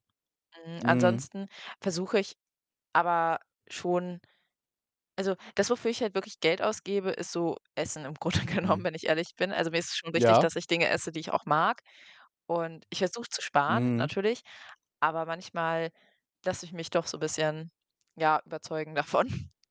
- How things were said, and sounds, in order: laughing while speaking: "im Grunde genommen"; laughing while speaking: "davon"; chuckle; other background noise
- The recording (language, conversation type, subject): German, unstructured, Wie entscheidest du, wofür du dein Geld ausgibst?